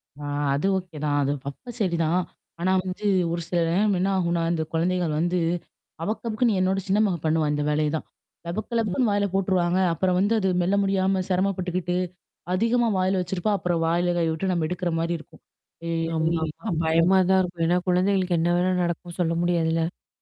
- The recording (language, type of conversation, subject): Tamil, podcast, வீட்டுப் பணிகளைப் பகிர்ந்து கொள்ளும் உரையாடலை நீங்கள் எப்படி தொடங்குவீர்கள்?
- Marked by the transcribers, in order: in English: "ஓகே"; distorted speech; mechanical hum; other noise; unintelligible speech